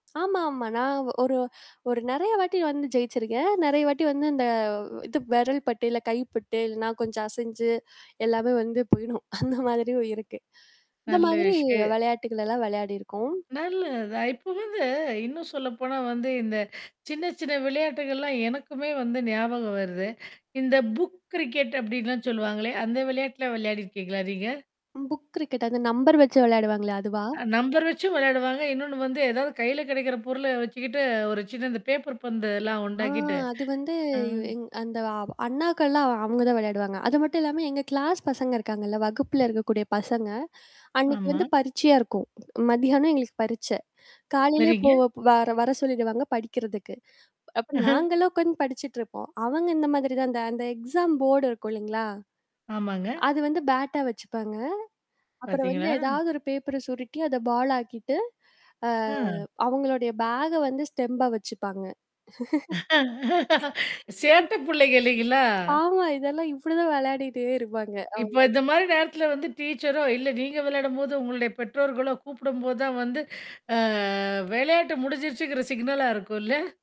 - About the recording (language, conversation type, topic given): Tamil, podcast, கைபேசி இல்லாத காலத்தில் நீங்கள் எங்கே எங்கே விளையாடினீர்கள்?
- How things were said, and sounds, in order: static; other background noise; tapping; other noise; laughing while speaking: "அந்த மாதிரியும் இருக்கு"; in English: "கிளாஸ்"; chuckle; in English: "எக்ஸாம் போர்டு"; drawn out: "அ"; laughing while speaking: "சேட்ட புள்ளைங்க இல்லைங்களா?"; in English: "ஸ்டெம்பா"; laugh; laughing while speaking: "ஆமா. இதெல்லாம் இப்படிதான் விளையாடிட்டே இருப்பாங்க"; distorted speech; mechanical hum; drawn out: "அ"; in English: "சிக்னலா"